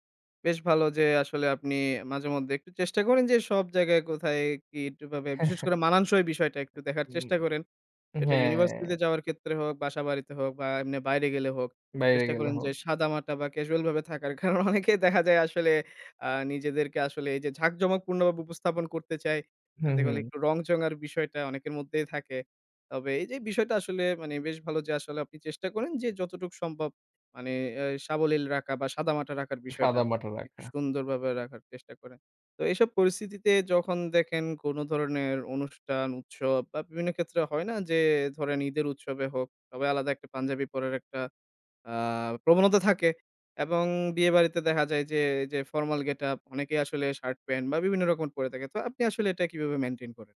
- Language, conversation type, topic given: Bengali, podcast, সোশ্যাল মিডিয়ায় দেখা স্টাইল তোমার ওপর কী প্রভাব ফেলে?
- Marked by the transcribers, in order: chuckle; tapping; laughing while speaking: "কারণ অনেকেই দেখা যায়"